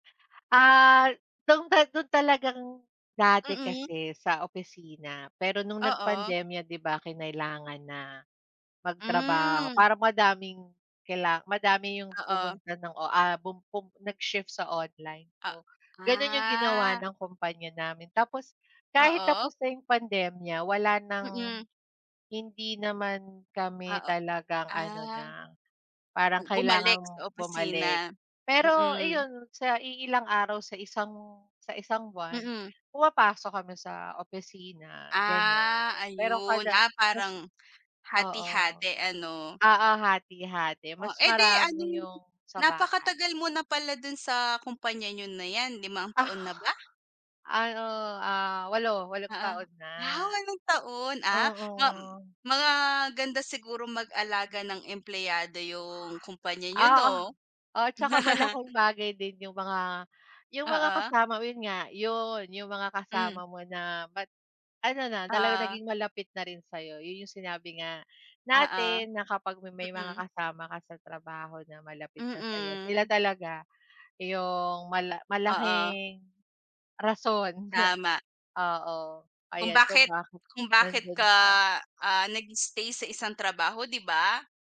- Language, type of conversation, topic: Filipino, unstructured, Paano mo hinaharap ang stress sa trabaho?
- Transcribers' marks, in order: other background noise; drawn out: "Ah"; laugh; laugh